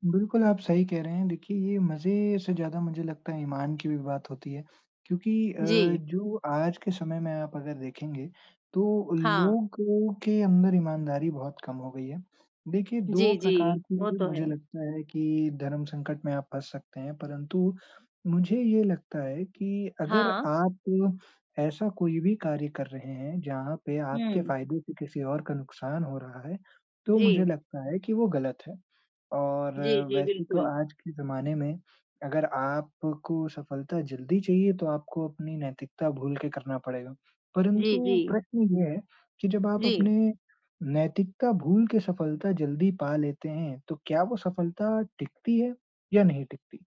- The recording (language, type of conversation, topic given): Hindi, unstructured, क्या आप मानते हैं कि सफलता पाने के लिए नैतिकता छोड़नी पड़ती है?
- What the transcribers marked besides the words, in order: tapping